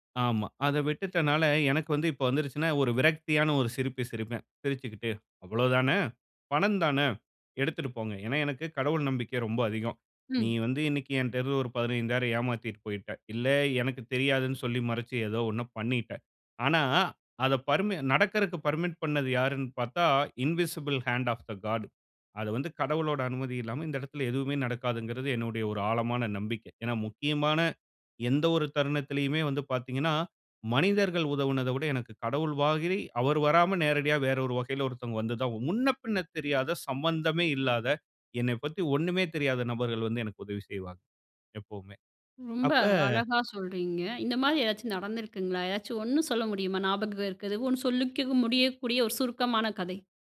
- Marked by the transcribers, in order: in English: "பர்மிட்"; in English: "இன்விசிபிள் ஹேண்ட் ஆப் த காட்"; other background noise; "மாதிரி" said as "வாகிரி"; put-on voice: "சொல்லிக்க"
- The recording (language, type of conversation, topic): Tamil, podcast, வெளிப்படையாகப் பேசினால் உறவுகள் பாதிக்கப் போகும் என்ற அச்சம் உங்களுக்கு இருக்கிறதா?